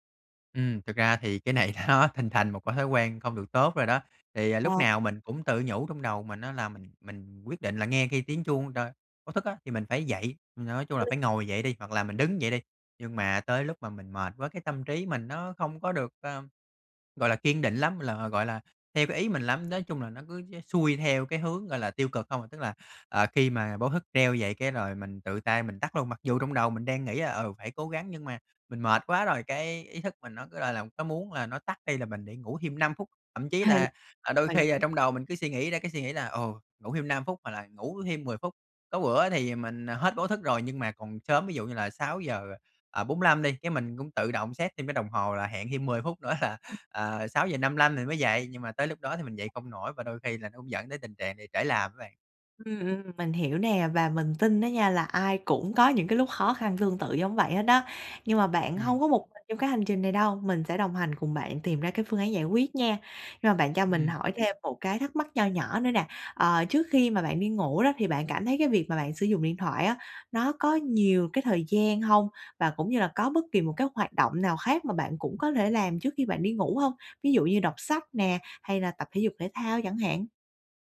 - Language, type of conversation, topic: Vietnamese, advice, Làm sao để cải thiện thói quen thức dậy đúng giờ mỗi ngày?
- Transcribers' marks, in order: laughing while speaking: "nó"; unintelligible speech; laughing while speaking: "Ừ"; in English: "set"; laughing while speaking: "là"; unintelligible speech; tapping